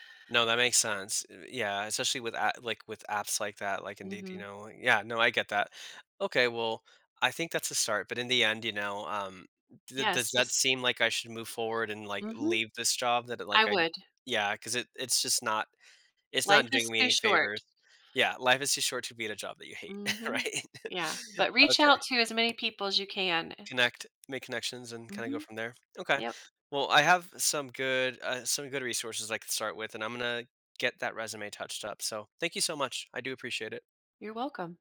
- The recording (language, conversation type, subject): English, advice, How can I decide whether to quit my job?
- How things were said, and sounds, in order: laughing while speaking: "right?"